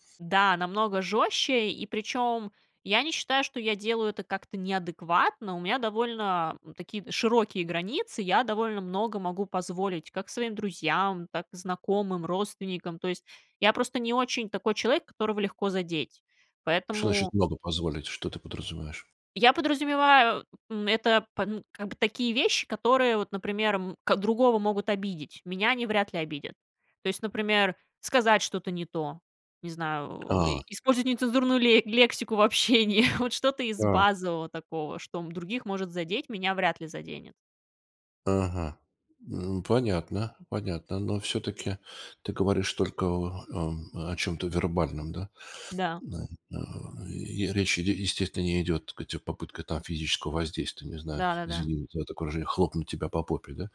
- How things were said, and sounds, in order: laughing while speaking: "общении"
- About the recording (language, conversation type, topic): Russian, podcast, Как понять, что пора заканчивать отношения?